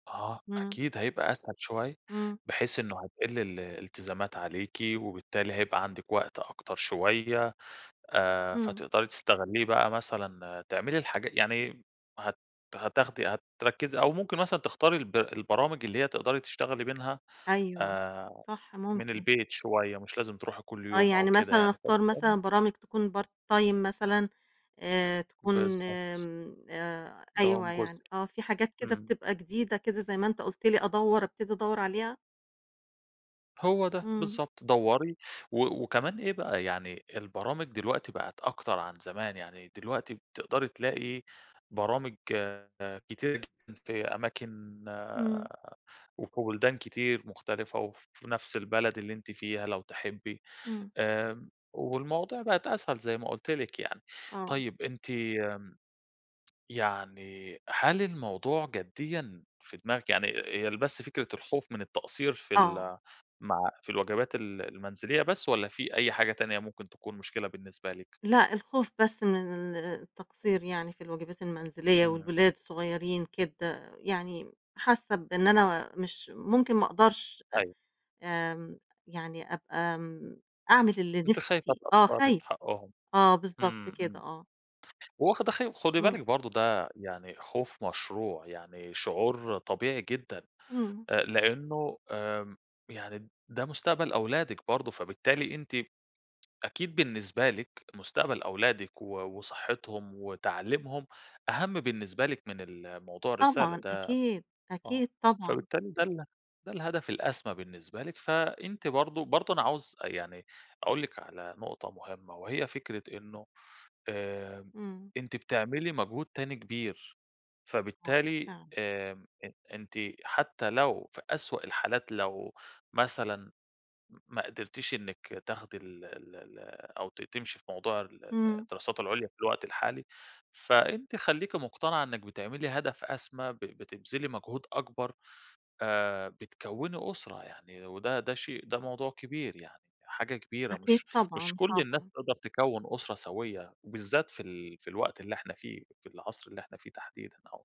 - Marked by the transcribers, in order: unintelligible speech; in English: "part time"; tapping
- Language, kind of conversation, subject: Arabic, advice, إزاي أتعامل مع خوفي إني بضيع وقتي من غير ما أحس إن اللي بعمله له معنى حقيقي؟